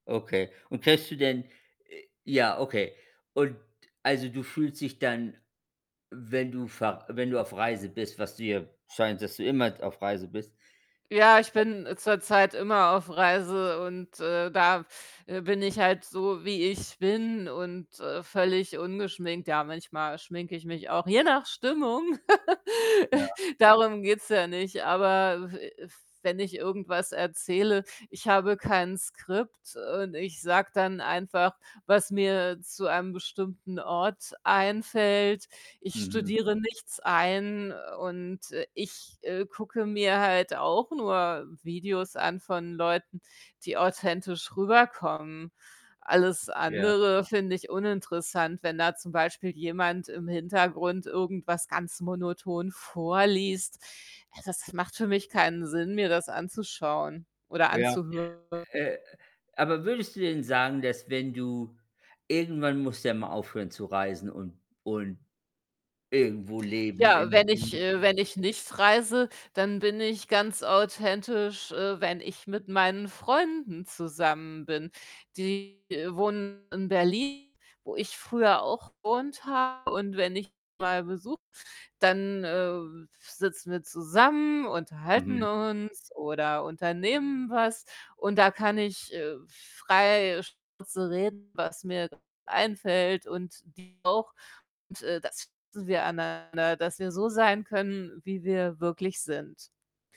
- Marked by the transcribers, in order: other background noise; static; unintelligible speech; distorted speech; laugh; unintelligible speech
- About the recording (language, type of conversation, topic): German, unstructured, In welchen Situationen fühlst du dich am authentischsten?